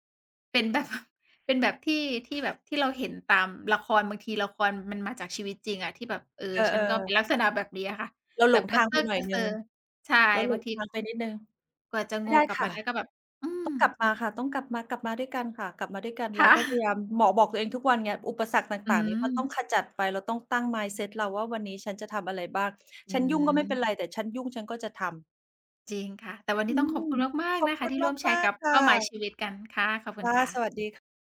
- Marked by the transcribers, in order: chuckle; laughing while speaking: "ค่ะ"; stressed: "มาก ๆ"
- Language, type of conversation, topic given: Thai, unstructured, เป้าหมายที่สำคัญที่สุดในชีวิตของคุณคืออะไร?